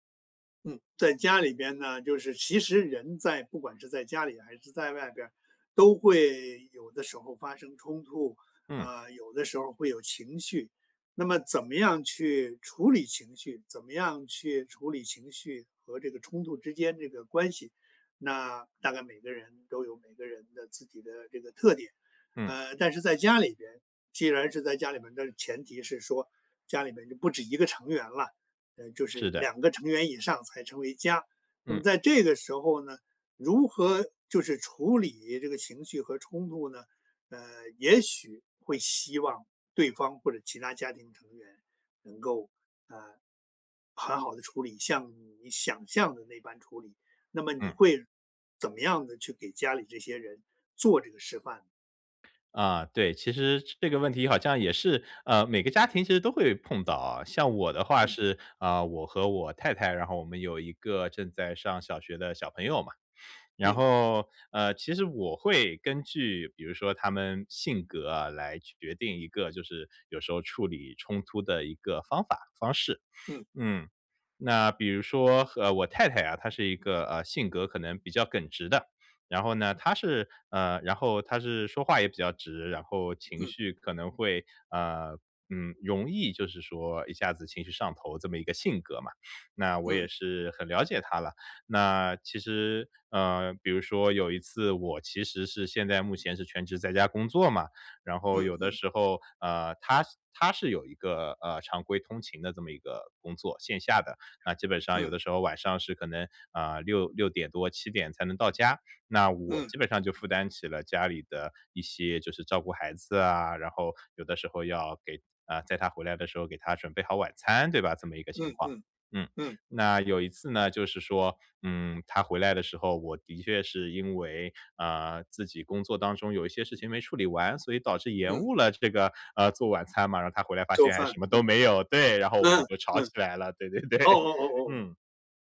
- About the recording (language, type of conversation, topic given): Chinese, podcast, 在家里如何示范处理情绪和冲突？
- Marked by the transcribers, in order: sniff; sniff; laughing while speaking: "对 对 对"